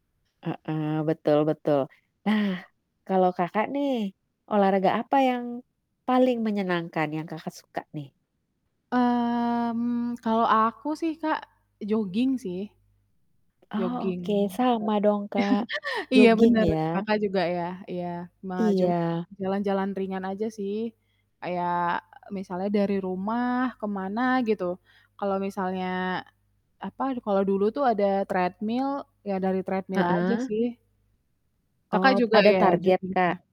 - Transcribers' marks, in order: drawn out: "Mmm"; static; laugh; distorted speech; in English: "treadmill"; in English: "treadmill"
- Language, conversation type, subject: Indonesian, unstructured, Menurutmu, olahraga apa yang paling menyenangkan?